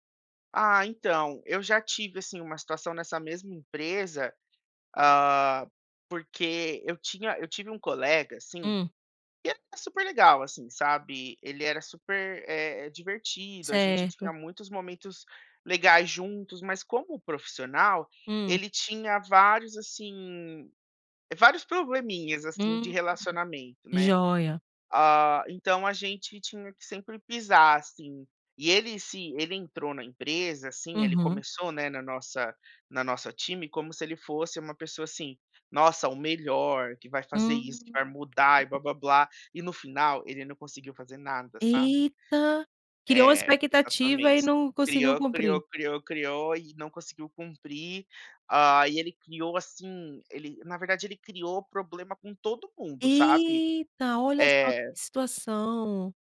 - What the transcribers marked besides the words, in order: "no" said as "na"; "nosso" said as "nossa"; tapping; other background noise
- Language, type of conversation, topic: Portuguese, podcast, Como pedir esclarecimentos sem criar atrito?